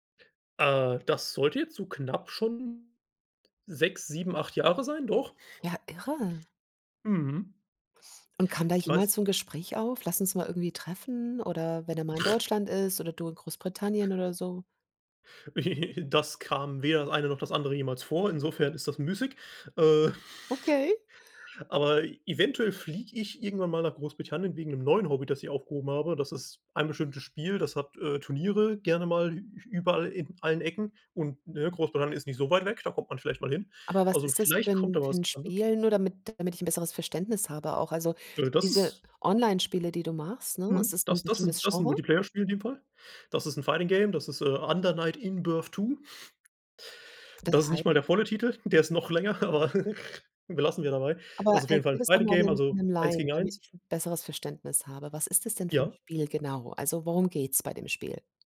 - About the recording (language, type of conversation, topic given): German, podcast, Hast du schon einmal mit einer fremden Person eine Freundschaft begonnen?
- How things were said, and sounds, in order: surprised: "Ja, irre"; snort; giggle; chuckle; in English: "Fighting Game"; giggle; in English: "Fighting Game"